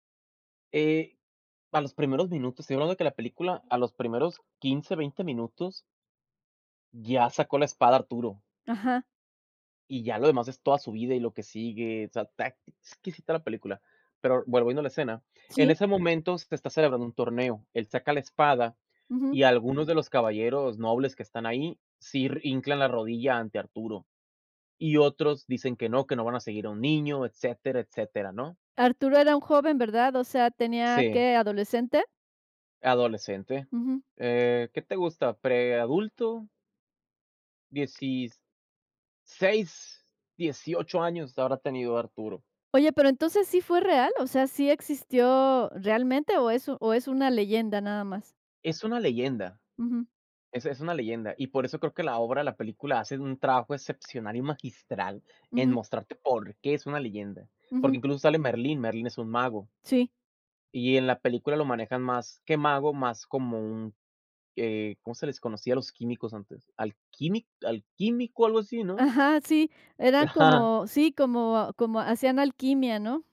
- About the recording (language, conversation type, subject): Spanish, podcast, ¿Cuál es una película que te marcó y qué la hace especial?
- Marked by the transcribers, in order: tapping; "hincan" said as "hinclan"